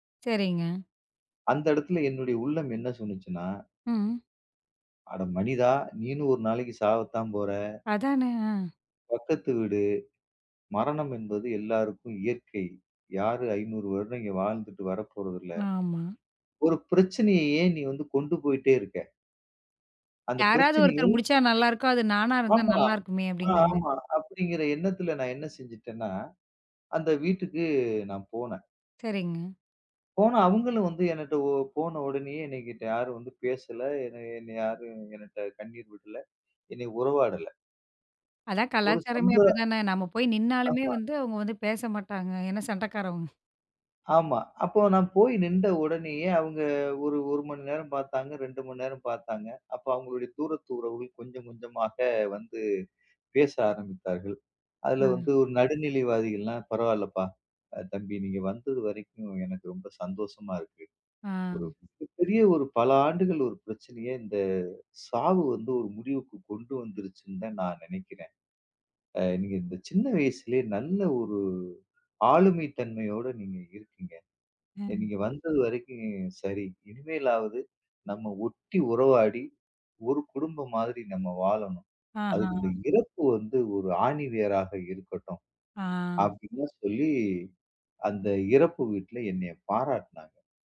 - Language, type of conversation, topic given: Tamil, podcast, உங்கள் உள்ளக் குரலை நீங்கள் எப்படி கவனித்துக் கேட்கிறீர்கள்?
- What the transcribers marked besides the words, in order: other noise; unintelligible speech